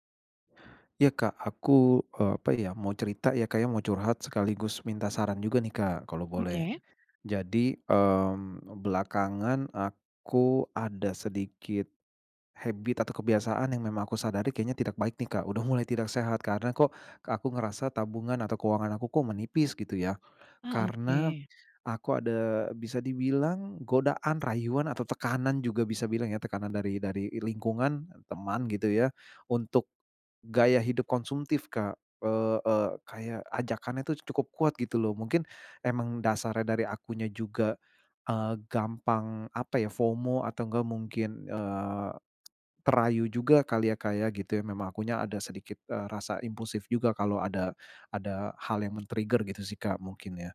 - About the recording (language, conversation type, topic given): Indonesian, advice, Bagaimana cara menghadapi tekanan dari teman atau keluarga untuk mengikuti gaya hidup konsumtif?
- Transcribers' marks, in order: in English: "habit"; in English: "FOMO"; in English: "men-trigger"